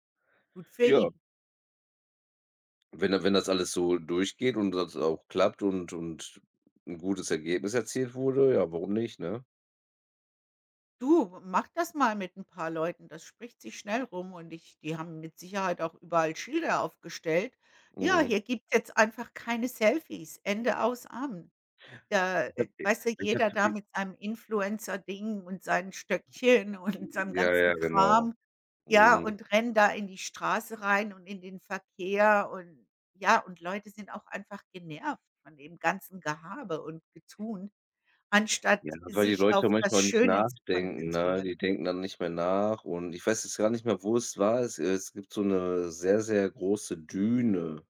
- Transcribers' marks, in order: other background noise; "Getuhe" said as "Getun"
- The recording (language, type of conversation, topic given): German, unstructured, Findest du, dass Massentourismus zu viel Schaden anrichtet?